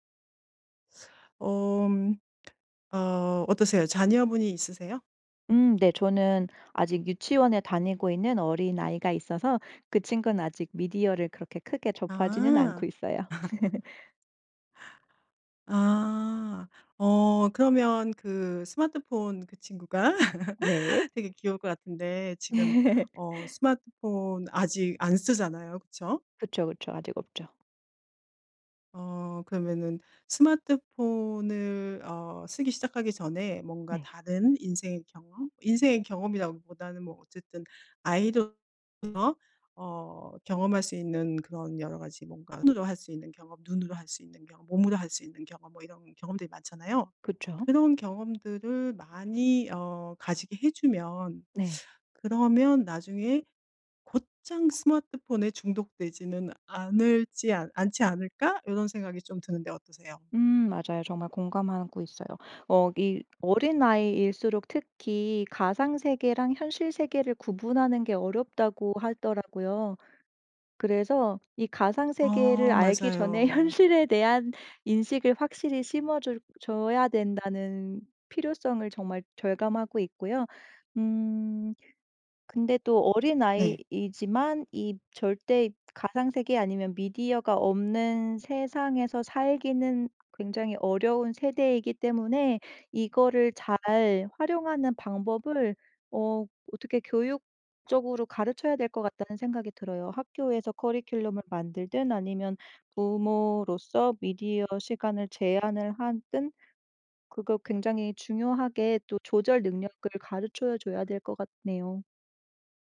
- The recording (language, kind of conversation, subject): Korean, podcast, 스마트폰 중독을 줄이는 데 도움이 되는 습관은 무엇인가요?
- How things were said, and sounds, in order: laugh; laugh; other background noise; laugh; unintelligible speech; teeth sucking; laughing while speaking: "현실에"